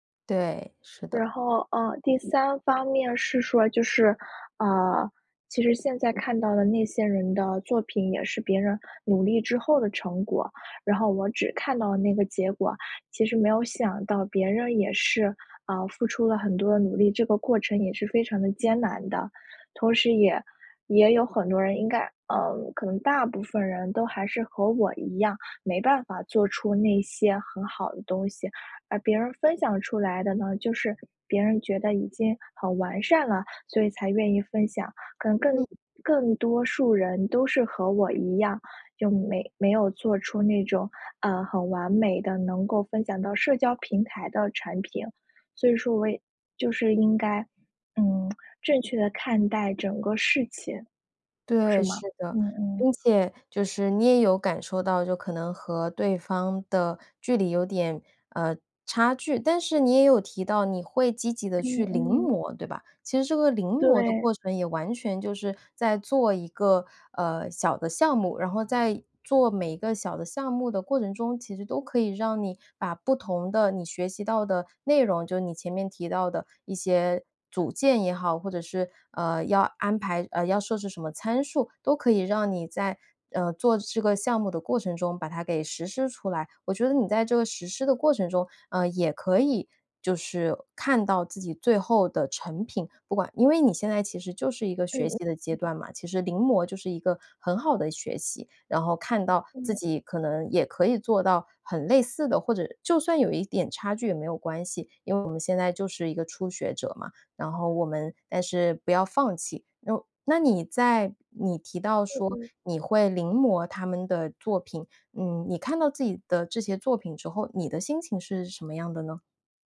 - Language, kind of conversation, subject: Chinese, advice, 看了他人的作品后，我为什么会失去创作信心？
- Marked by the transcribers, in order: tapping; other background noise; lip smack